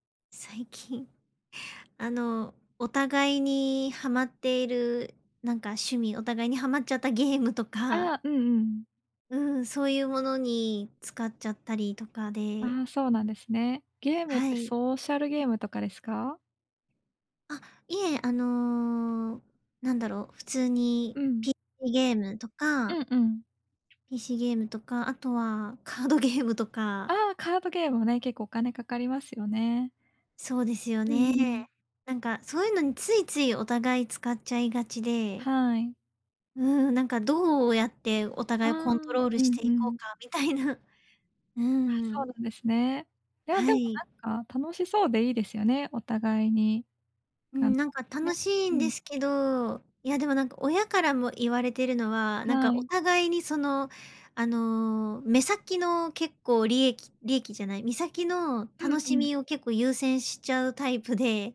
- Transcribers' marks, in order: in English: "ソーシャルゲーム"; other background noise
- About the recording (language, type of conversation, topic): Japanese, advice, パートナーとお金の話をどう始めればよいですか？